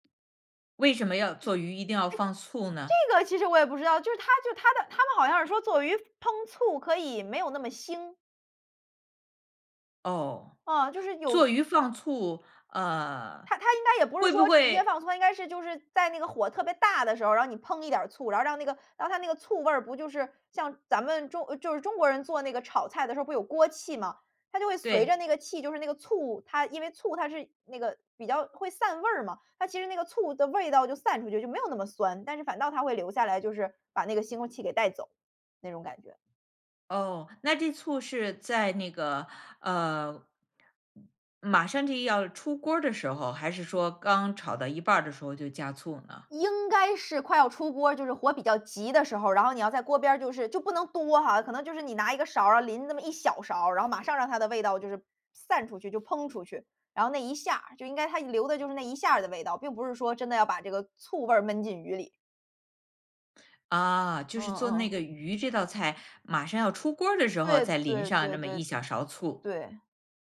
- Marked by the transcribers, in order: other noise; other background noise
- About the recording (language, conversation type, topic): Chinese, podcast, 你平时做饭有哪些习惯？